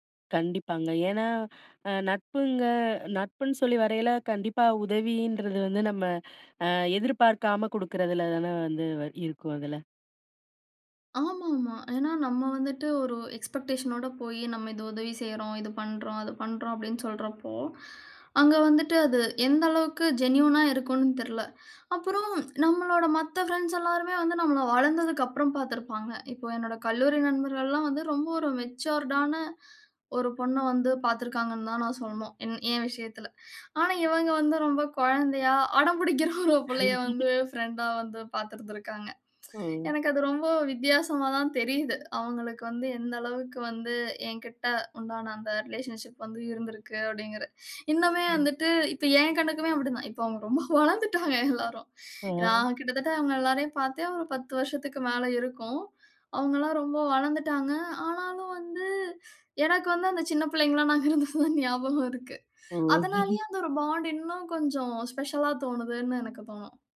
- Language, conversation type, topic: Tamil, podcast, குழந்தைநிலையில் உருவான நட்புகள் உங்கள் தனிப்பட்ட வளர்ச்சிக்கு எவ்வளவு உதவின?
- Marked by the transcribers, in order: in English: "எக்ஸ்பெக்டேஷன்"; inhale; in English: "ஜென்யூன்"; in English: "மெச்சூர்ட்"; laughing while speaking: "அடம்பிடிக்குற ஒரு புள்ளைய வந்து"; laugh; in English: "ரிலேஷன்ஷிப்"; chuckle; in English: "பாண்ட்"